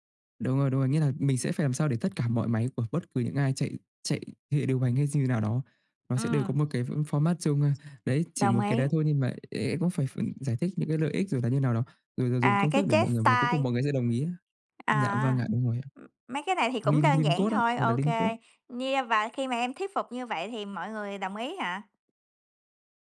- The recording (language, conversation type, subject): Vietnamese, unstructured, Bạn làm thế nào để thuyết phục người khác khi bạn không có quyền lực?
- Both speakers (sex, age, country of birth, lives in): female, 30-34, Vietnam, United States; male, 20-24, Vietnam, Vietnam
- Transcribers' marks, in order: tapping; in English: "fo format"; other background noise; in English: "chess style"; in English: "Lim Lim code"; in English: "Lim code"